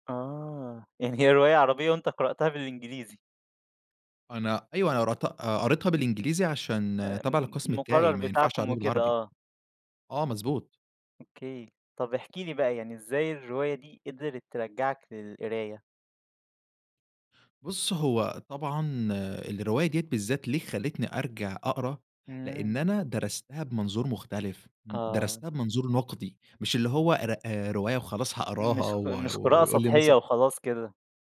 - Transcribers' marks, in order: none
- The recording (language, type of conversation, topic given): Arabic, podcast, احكيلي عن هواية رجعت لها تاني مؤخرًا؟